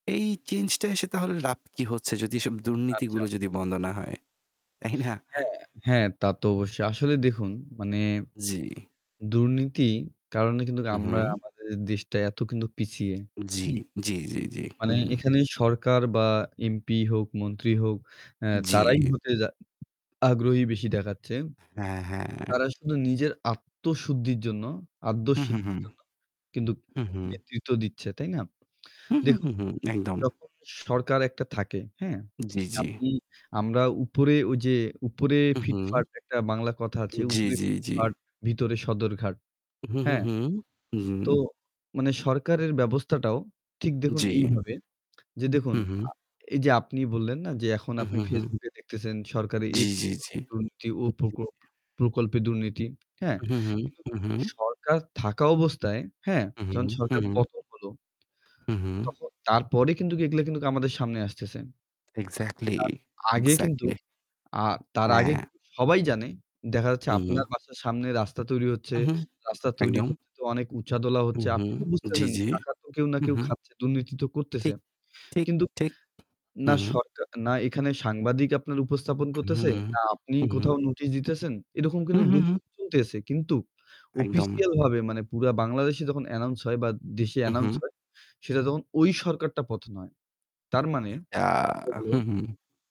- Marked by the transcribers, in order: static; "আচ্ছা" said as "আচ্চা"; distorted speech; other background noise; unintelligible speech; "কিন্তু" said as "কিন্তুক"; "কিন্তু" said as "কিন্তুক"; tapping; "অফিসিয়ালভাবে" said as "অপিসিয়ালভাবে"; in English: "announce"; in English: "announce"
- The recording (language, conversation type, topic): Bengali, unstructured, সরকারি প্রকল্পে দুর্নীতির অভিযোগ কীভাবে মোকাবেলা করা যায়?